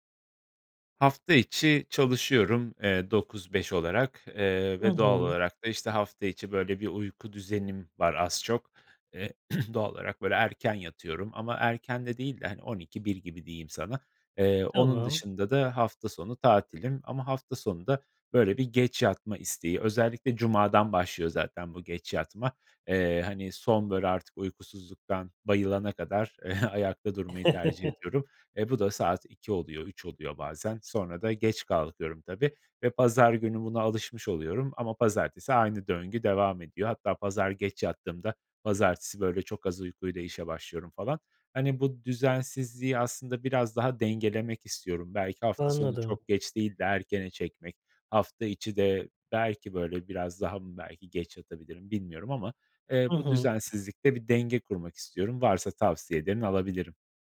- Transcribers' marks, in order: throat clearing; chuckle; chuckle; other background noise
- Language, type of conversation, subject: Turkish, advice, Hafta içi erken yatıp hafta sonu geç yatmamın uyku düzenimi bozması normal mi?